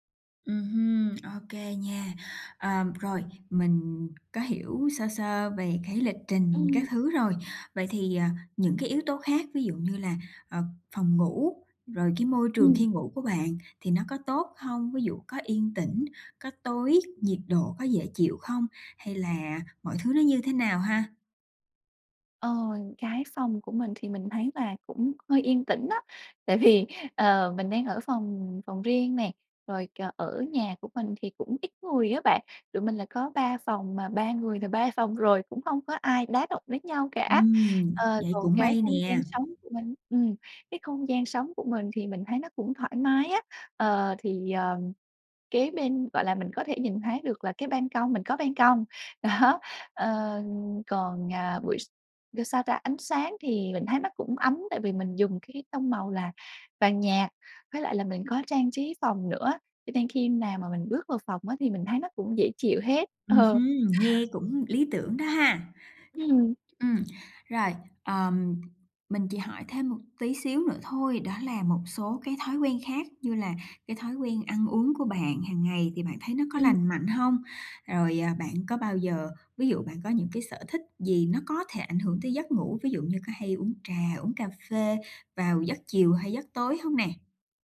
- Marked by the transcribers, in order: tapping; other background noise; laughing while speaking: "vì"; laughing while speaking: "Đó"; laughing while speaking: "Ờ"
- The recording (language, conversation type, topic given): Vietnamese, advice, Làm thế nào để cải thiện chất lượng giấc ngủ và thức dậy tràn đầy năng lượng hơn?